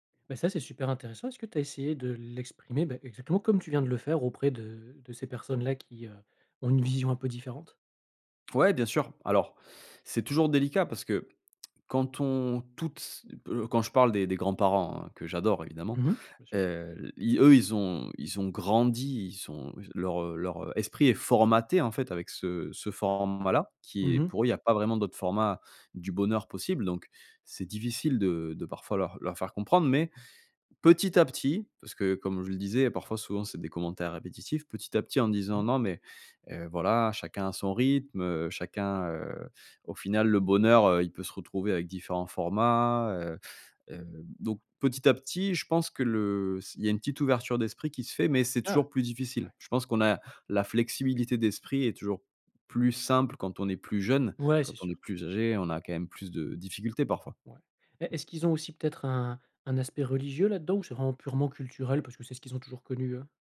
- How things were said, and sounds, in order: other background noise; tapping
- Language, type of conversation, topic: French, advice, Quelle pression ta famille exerce-t-elle pour que tu te maries ou que tu officialises ta relation ?